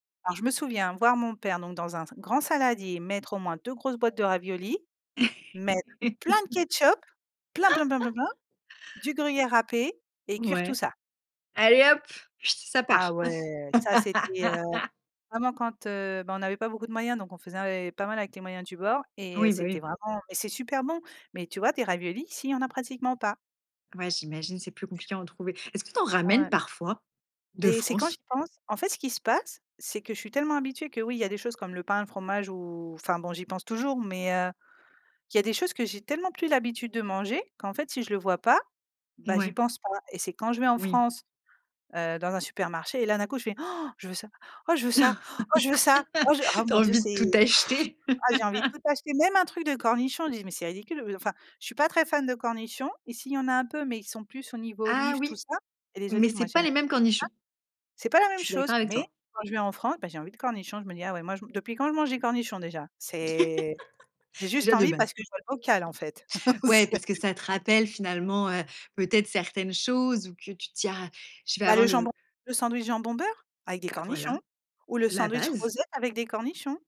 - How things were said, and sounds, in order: laugh; laugh; other noise; laugh; gasp; laugh; blowing; laughing while speaking: "acheter"; laugh; tapping; laugh; chuckle
- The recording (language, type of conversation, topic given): French, podcast, Quel plat te ramène directement à ton enfance ?